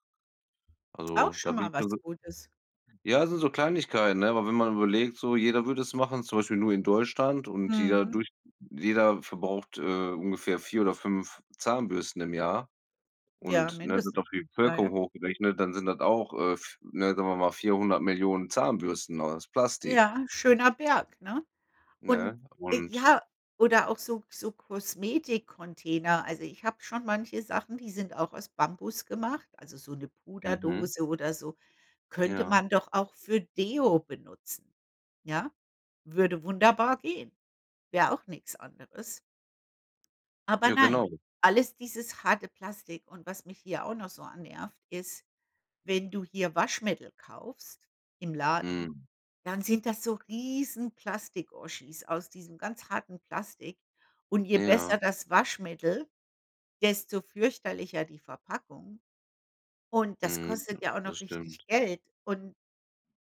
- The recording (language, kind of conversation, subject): German, unstructured, Wie beeinflusst Plastik unsere Meere und die darin lebenden Tiere?
- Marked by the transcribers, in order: tapping; other background noise